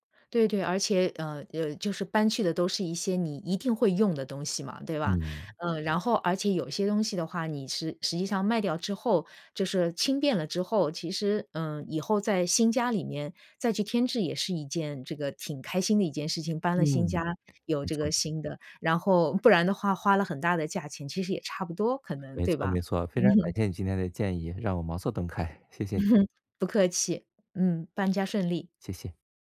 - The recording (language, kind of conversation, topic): Chinese, advice, 我如何制定搬家预算并尽量省钱？
- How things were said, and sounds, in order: laugh